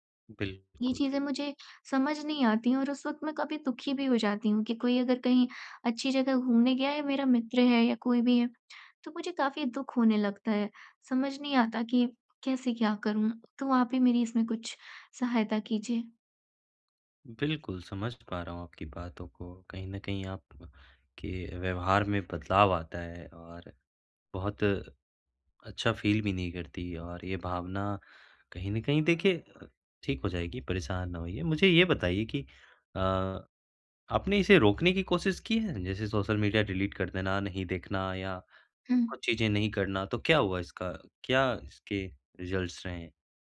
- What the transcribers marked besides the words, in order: other background noise; tapping; in English: "फ़ील"; in English: "डिलीट"; in English: "रिज़ल्ट्स"
- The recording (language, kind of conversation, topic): Hindi, advice, मैं अक्सर दूसरों की तुलना में अपने आत्ममूल्य को कम क्यों समझता/समझती हूँ?